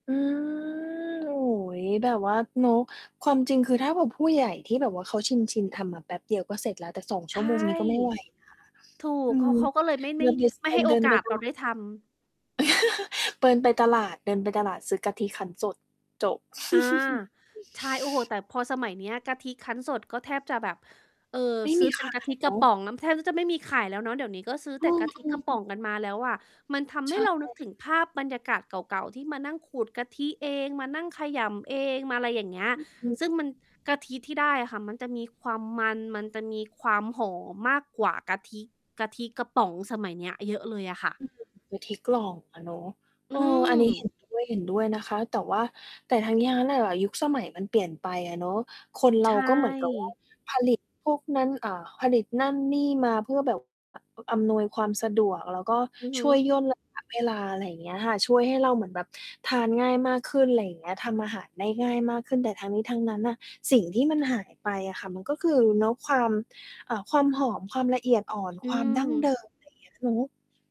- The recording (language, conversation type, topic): Thai, podcast, ช่วยเล่าเรื่องสูตรอาหารประจำครอบครัวที่คุณชอบให้ฟังหน่อยได้ไหม?
- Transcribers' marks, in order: mechanical hum; tapping; distorted speech; chuckle; giggle